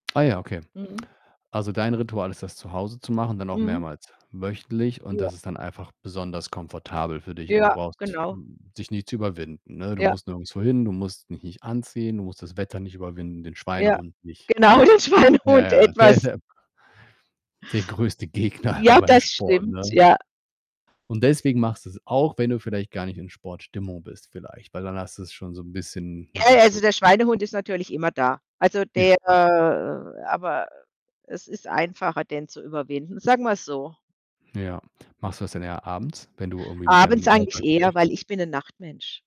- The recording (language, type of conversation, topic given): German, unstructured, Wie motivierst du dich, regelmäßig Sport zu treiben?
- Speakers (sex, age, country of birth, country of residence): female, 55-59, Germany, Germany; male, 45-49, Germany, Germany
- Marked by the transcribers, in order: other background noise; distorted speech; laughing while speaking: "genau, den Schweinehund"; laughing while speaking: "der größte Gegner immer"; drawn out: "der"